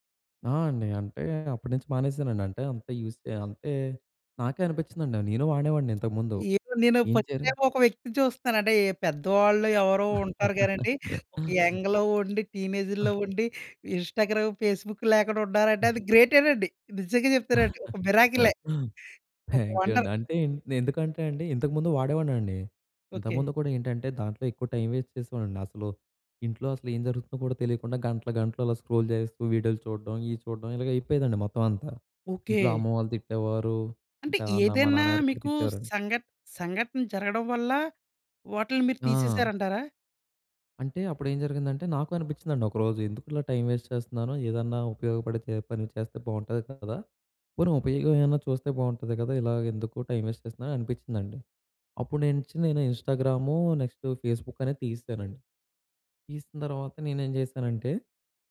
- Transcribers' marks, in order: in English: "యూజ్"; in English: "ఫస్ట్ టైం"; chuckle; in English: "యంగ్‌లో"; other noise; in English: "ఇన్‌స్టాగ్రామ్, ఫేస్‌బుక్"; giggle; in English: "వండర్"; in English: "టైం వేస్ట్"; in English: "స్క్రోల్"; in English: "టైం వేస్ట్"; in English: "టైం వేస్ట్"; in English: "నెక్స్ట్ ఫేస్‌బుక్"
- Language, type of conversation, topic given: Telugu, podcast, స్క్రీన్ టైమ్‌కు కుటుంబ రూల్స్ ఎలా పెట్టాలి?